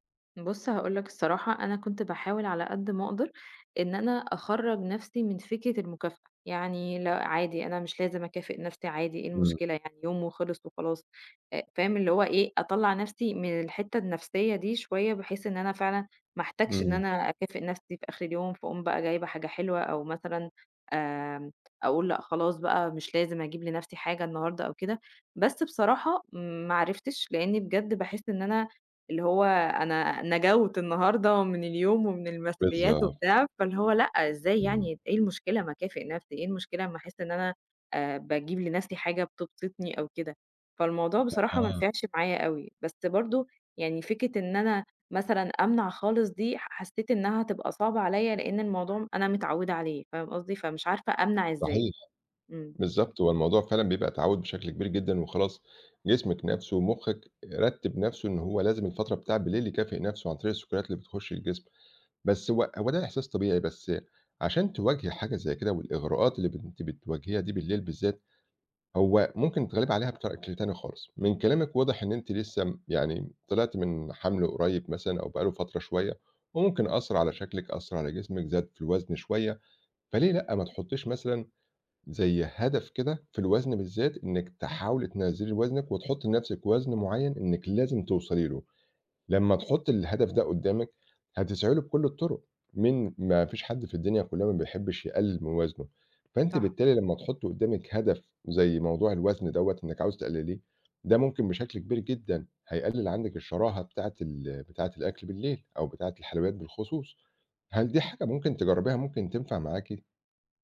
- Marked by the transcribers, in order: "بشكل" said as "بطكل"; other background noise
- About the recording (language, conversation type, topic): Arabic, advice, إزاي أقدر أتعامل مع الشراهة بالليل وإغراء الحلويات؟